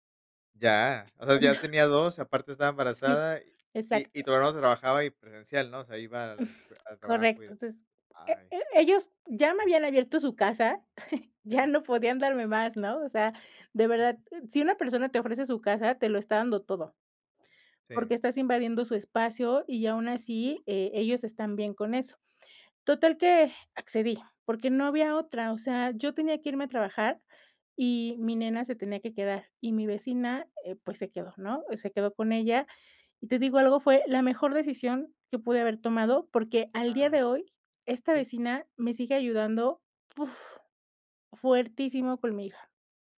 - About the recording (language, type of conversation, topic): Spanish, podcast, ¿Cuál es la mejor forma de pedir ayuda?
- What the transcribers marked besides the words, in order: laughing while speaking: "Eh, no"; chuckle